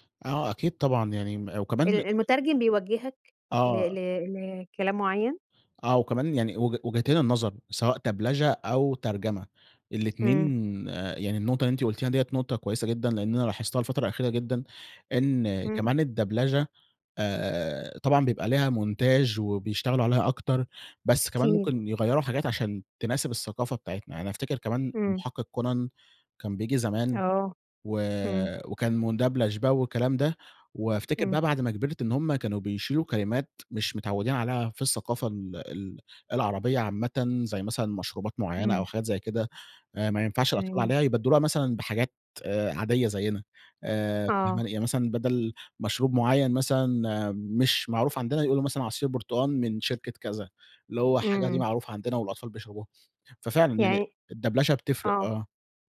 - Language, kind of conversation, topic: Arabic, podcast, شو رأيك في ترجمة ودبلجة الأفلام؟
- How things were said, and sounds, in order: in French: "دبلچة"; in French: "الدبلچة"; in French: "مونتاچ"; in French: "مُدبلچ"; in French: "الدبلچة"